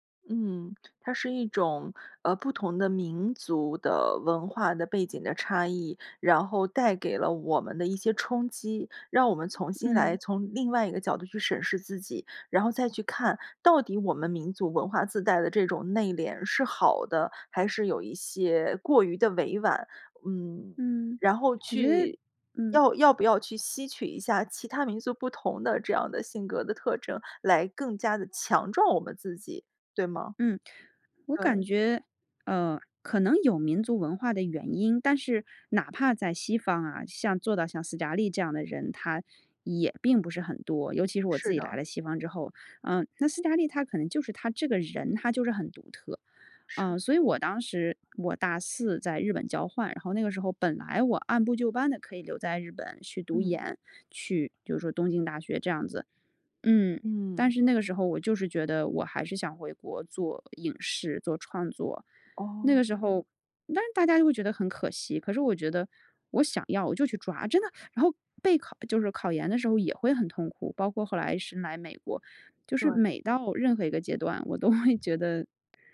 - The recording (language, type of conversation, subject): Chinese, podcast, 有没有一部作品改变过你的人生态度？
- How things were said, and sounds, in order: other background noise; laughing while speaking: "会"